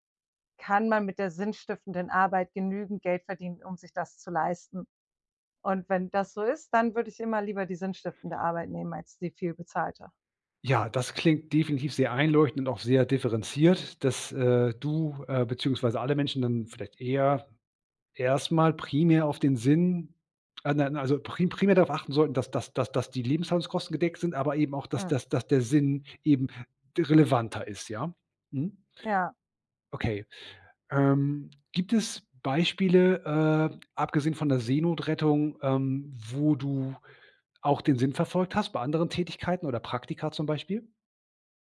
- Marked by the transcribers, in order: none
- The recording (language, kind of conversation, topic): German, podcast, Was bedeutet sinnvolles Arbeiten für dich?